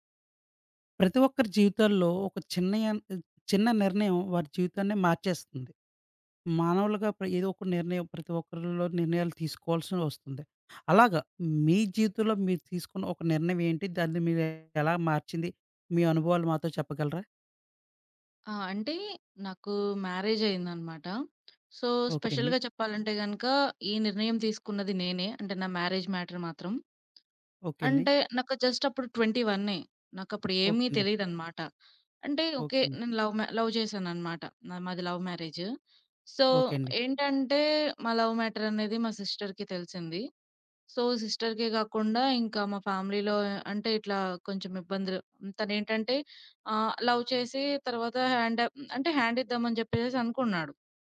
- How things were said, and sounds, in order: other background noise; in English: "మ్యారేజ్"; in English: "సో, స్పెషల్‌గా"; in English: "మ్యారేజ్ మ్యాటర్"; in English: "జస్ట్"; in English: "లవ్"; in English: "లవ్"; in English: "లవ్ మ్యారేజ్. సో"; in English: "లవ్ మ్యాటర్"; in English: "సిస్టర్‌కి"; in English: "సో, సిస్టర్‌కే"; in English: "ఫ్యామిలీలో"; in English: "లవ్"
- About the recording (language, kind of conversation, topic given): Telugu, podcast, ఒక చిన్న నిర్ణయం మీ జీవితాన్ని ఎలా మార్చిందో వివరించగలరా?